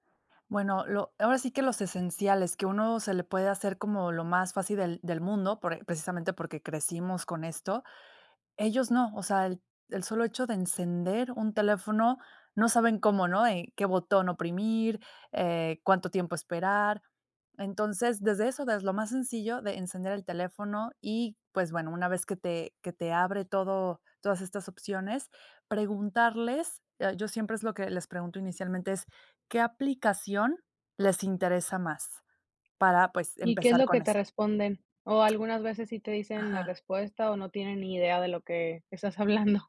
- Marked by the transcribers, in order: other noise; chuckle
- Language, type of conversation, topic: Spanish, podcast, ¿Cómo enseñar a los mayores a usar tecnología básica?